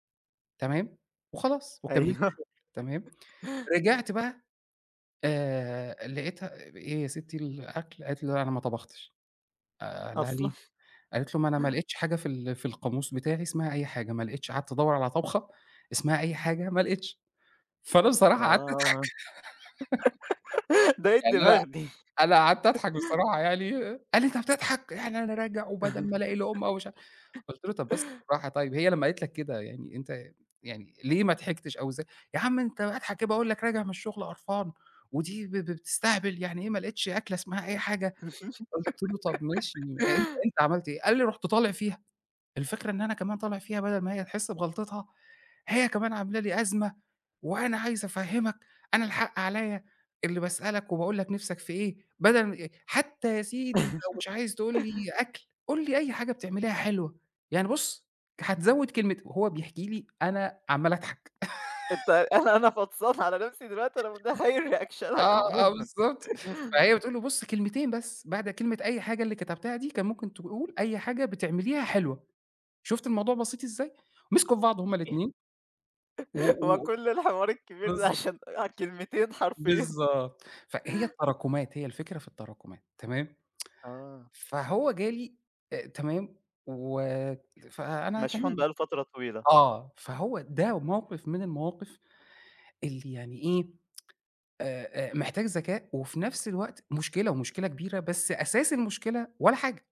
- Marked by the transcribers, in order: laughing while speaking: "أيوه"; laugh; laughing while speaking: "أصلًا"; chuckle; laughing while speaking: "فأنا بصراحة قعدت أضحك يعني أنا أنا قعدت أضحك بصراحة يعني"; tapping; laugh; laughing while speaking: "أنت أنا أنا فطسان على نَفْسي دلوقتي أنا متخيّل ريأكشنك عمومًا"; laugh; other noise; laughing while speaking: "آه، آه بالضبط"; in English: "ريأكشنك"; unintelligible speech; laughing while speaking: "هو كُلّ الحوار الكبير ده عشان كلمتين حرفيًا"; tsk; tsk
- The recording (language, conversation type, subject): Arabic, podcast, إزاي تقدر توازن بين إنك تسمع كويس وإنك تدي نصيحة من غير ما تفرضها؟
- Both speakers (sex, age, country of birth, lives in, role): male, 20-24, Egypt, Egypt, host; male, 40-44, Egypt, Egypt, guest